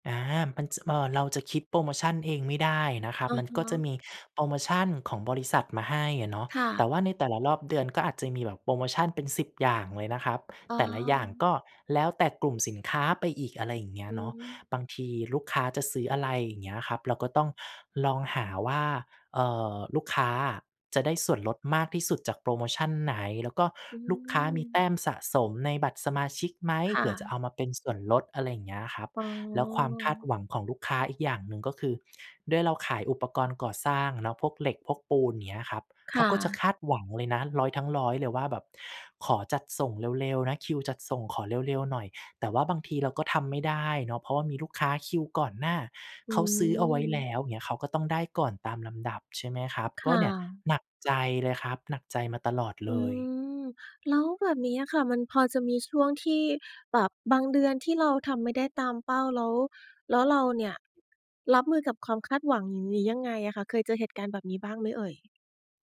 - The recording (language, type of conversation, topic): Thai, podcast, คุณรับมือกับความคาดหวังจากคนอื่นอย่างไร?
- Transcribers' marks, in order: none